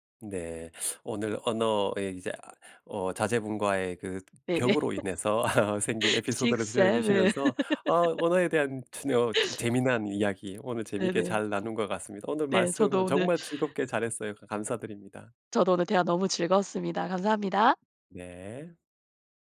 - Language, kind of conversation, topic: Korean, podcast, 언어 사용에서 세대 차이를 느낀 적이 있나요?
- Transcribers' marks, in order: laugh; laughing while speaking: "네네. six seven"; put-on voice: "six seven"; in English: "six seven"; laugh